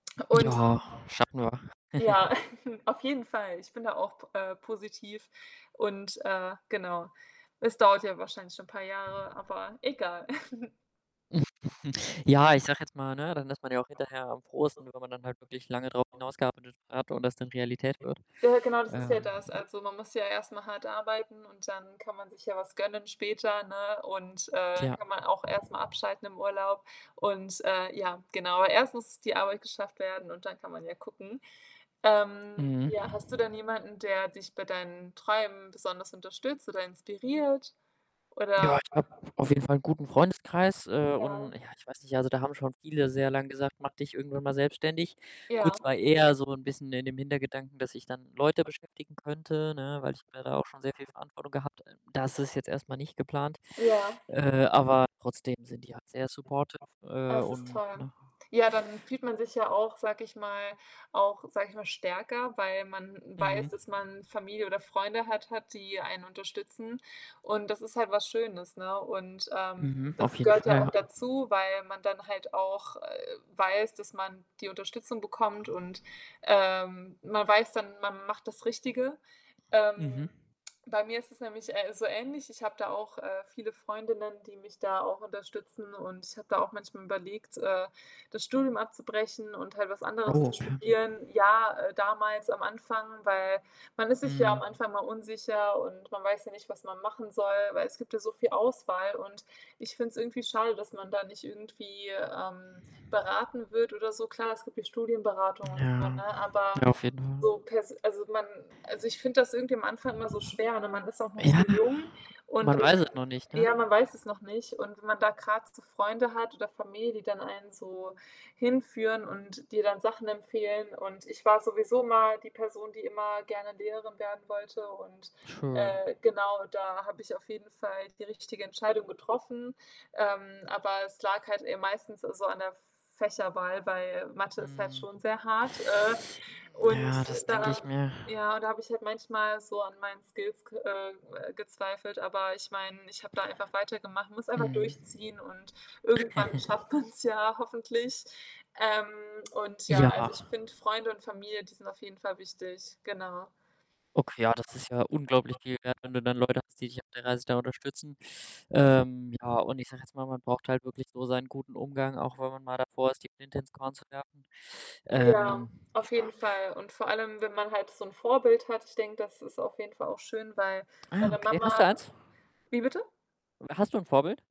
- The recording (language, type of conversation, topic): German, unstructured, Welche Träume möchtest du dir unbedingt erfüllen?
- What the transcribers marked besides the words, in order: distorted speech; background speech; chuckle; chuckle; other background noise; static; in English: "supportive"; inhale; chuckle; laughing while speaking: "man's"